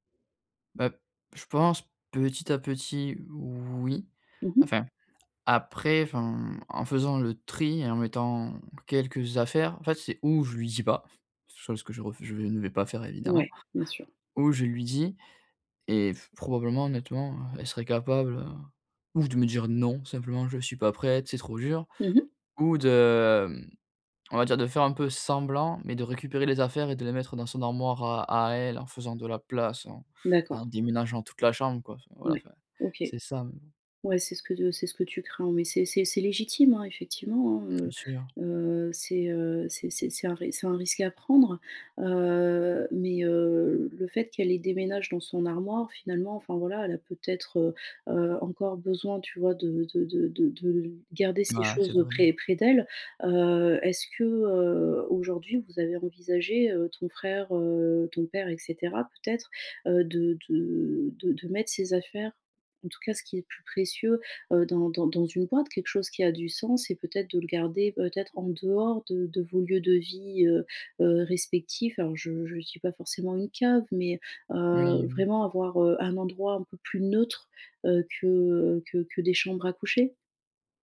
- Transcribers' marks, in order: drawn out: "oui"; stressed: "semblant"; tapping; stressed: "neutre"
- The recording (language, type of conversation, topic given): French, advice, Comment trier et prioriser mes biens personnels efficacement ?